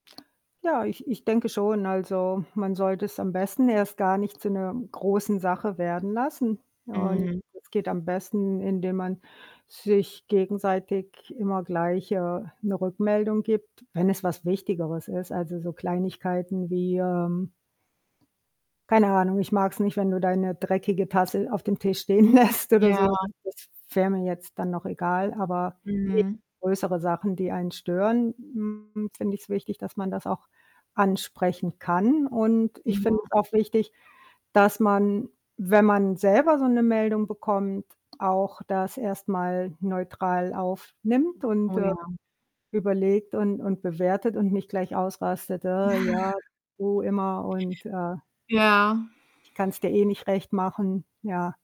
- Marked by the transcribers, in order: static; other background noise; distorted speech; laughing while speaking: "lässt"; unintelligible speech; chuckle; put-on voice: "Äh ja"
- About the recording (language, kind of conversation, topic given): German, unstructured, Was macht für dich eine gute Partnerschaft aus?